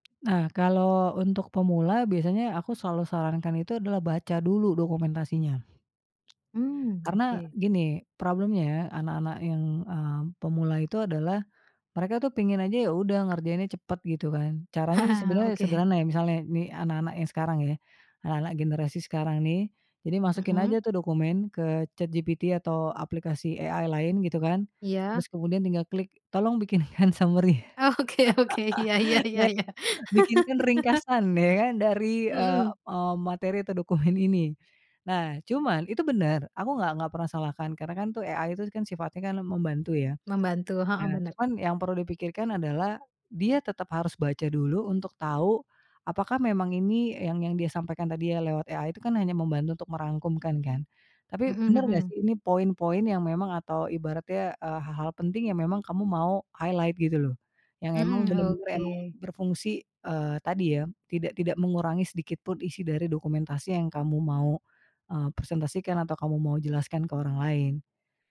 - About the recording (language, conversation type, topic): Indonesian, podcast, Bagaimana cara kamu memendekkan materi yang panjang tanpa menghilangkan inti pesannya?
- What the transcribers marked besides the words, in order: tapping; laugh; laughing while speaking: "Oke"; in English: "AI"; laughing while speaking: "bikinkan summary"; in English: "summary"; laugh; laughing while speaking: "Oke oke. Ya ya ya ya"; laughing while speaking: "dokumen"; laugh; in English: "AI"; in English: "AI"; in English: "highlight"